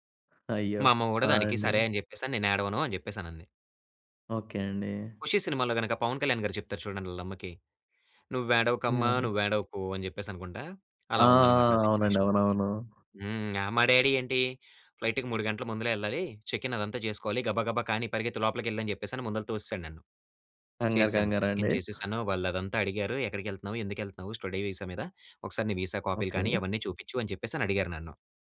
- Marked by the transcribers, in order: unintelligible speech; in English: "డ్యాడీ"; in English: "ఫ్లైట్‌కి"; in English: "చెక్ ఇన్"; in English: "చెక్ ఇన్"; in English: "స్టడీ వీసా"
- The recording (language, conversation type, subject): Telugu, podcast, మొదటిసారి ఒంటరిగా ప్రయాణం చేసినప్పుడు మీ అనుభవం ఎలా ఉండింది?